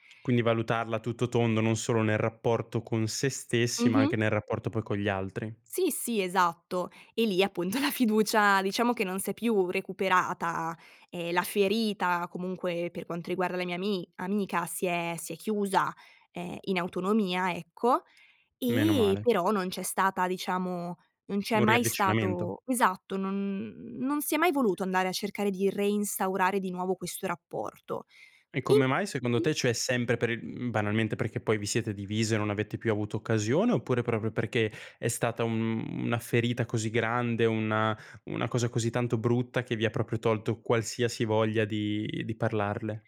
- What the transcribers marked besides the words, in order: tapping; laughing while speaking: "la"
- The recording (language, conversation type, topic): Italian, podcast, Come si può ricostruire la fiducia dopo un errore?